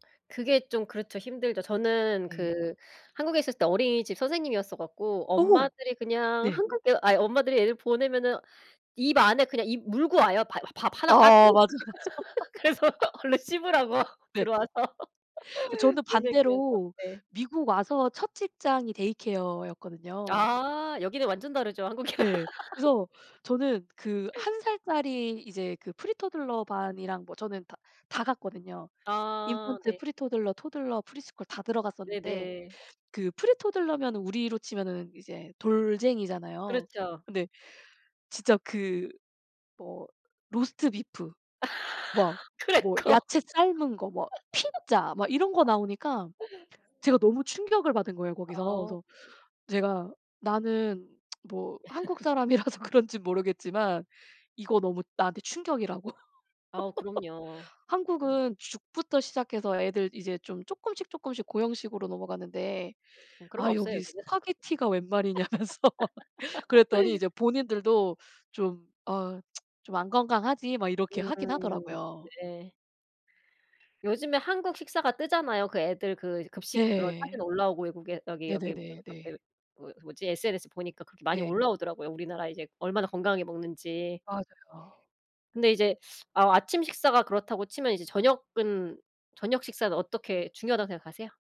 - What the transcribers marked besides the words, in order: laughing while speaking: "맞아, 맞아"; laugh; laughing while speaking: "그래서 얼른 씹으라고 들어와서"; laugh; in English: "데이케어"; laughing while speaking: "한국이랑"; laugh; in English: "프리토들러"; in English: "인펀트, 프리토들러, 토들러, 프리스쿨"; in English: "프리토들러면"; laugh; laughing while speaking: "크래커"; laugh; other background noise; tsk; laughing while speaking: "사람이라서 그런지"; laugh; laugh; tapping; laughing while speaking: "웬말이냐.면서"; laugh; tsk; unintelligible speech
- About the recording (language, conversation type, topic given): Korean, unstructured, 아침 식사와 저녁 식사 중 어떤 식사를 더 중요하게 생각하시나요?